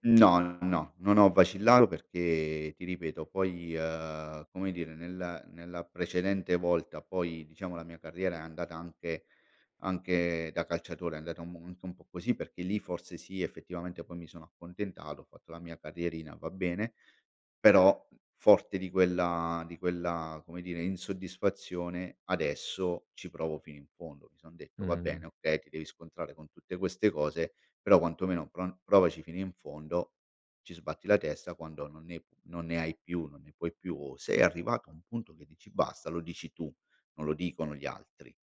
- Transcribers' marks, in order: drawn out: "ehm"
- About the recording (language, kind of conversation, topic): Italian, podcast, Come costruisci la resilienza dopo una batosta?